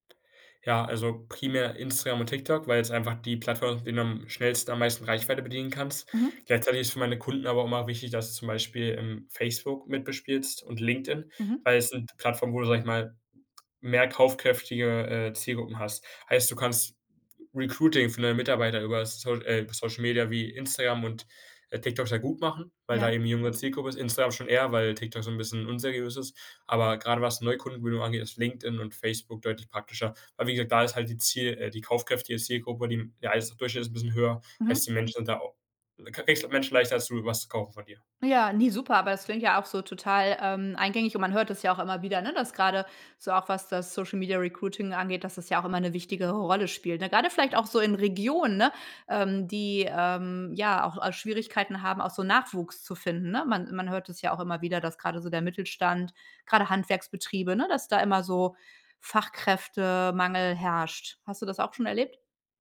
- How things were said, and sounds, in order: in English: "Recruiting"; in English: "Social-Media-Recruiting"
- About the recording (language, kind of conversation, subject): German, podcast, Wie entscheidest du, welche Chancen du wirklich nutzt?
- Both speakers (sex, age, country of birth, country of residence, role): female, 45-49, Germany, Germany, host; male, 18-19, Germany, Germany, guest